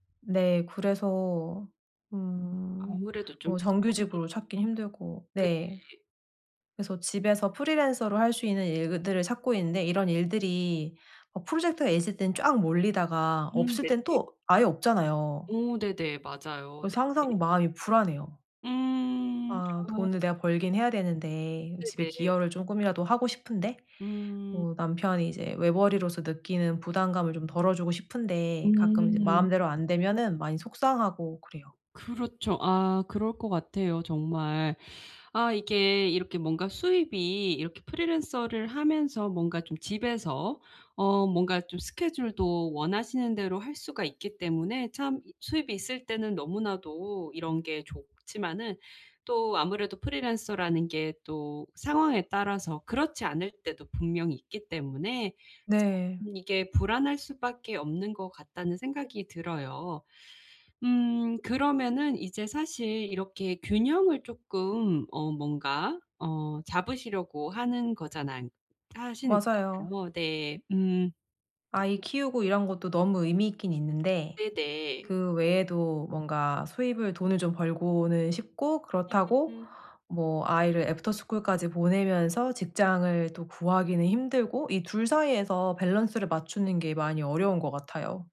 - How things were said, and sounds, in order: other background noise; lip smack; unintelligible speech; in English: "애프터스쿨까지"
- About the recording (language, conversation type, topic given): Korean, advice, 수입과 일의 의미 사이에서 어떻게 균형을 찾을 수 있을까요?